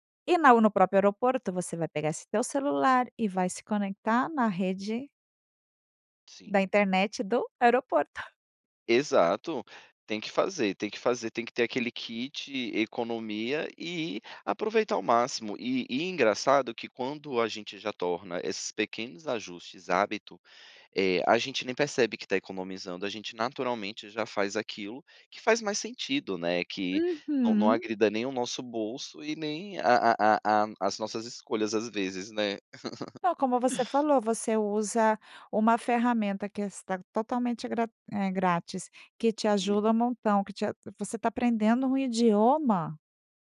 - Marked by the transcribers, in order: chuckle
- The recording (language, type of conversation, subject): Portuguese, podcast, Como você criou uma solução criativa usando tecnologia?